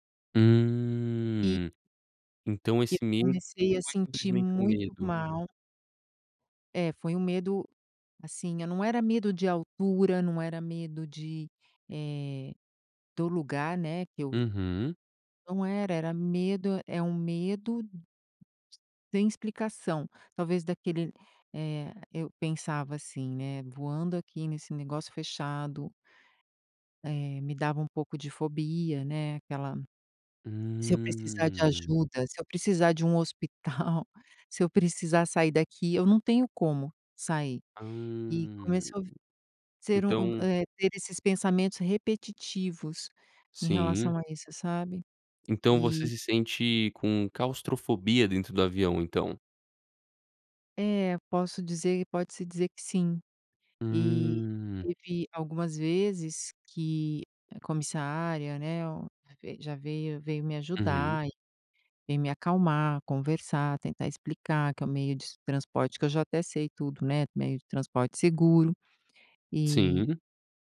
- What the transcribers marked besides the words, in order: drawn out: "Hum"; tapping; other background noise; drawn out: "Hum"; drawn out: "Hum"; "claustrofobia" said as "caustrofobia"; drawn out: "Hum"
- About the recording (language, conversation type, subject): Portuguese, podcast, Quando foi a última vez em que você sentiu medo e conseguiu superá-lo?